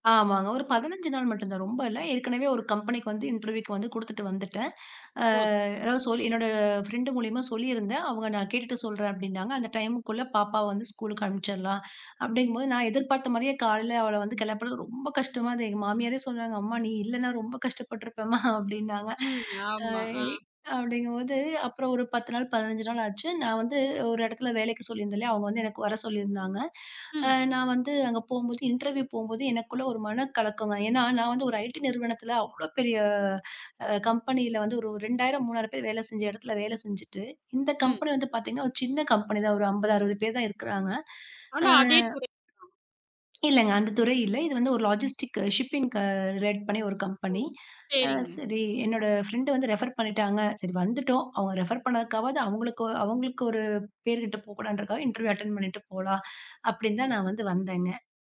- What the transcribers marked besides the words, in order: in English: "இன்டர்வியூக்கு"; unintelligible speech; drawn out: "அஹ்"; chuckle; in English: "இன்டர்வியூ"; drawn out: "பெரிய"; in English: "லாஜிஸ்டிக்ஸ், ஷிப்பிங் ரிலேட்"; in English: "ரெஃபர்"; in English: "ரெஃபர்"; in English: "இன்டர்வியூ அட்டென்ட்"
- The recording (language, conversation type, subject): Tamil, podcast, பணியிடத்தில் மதிப்பு முதன்மையா, பதவி முதன்மையா?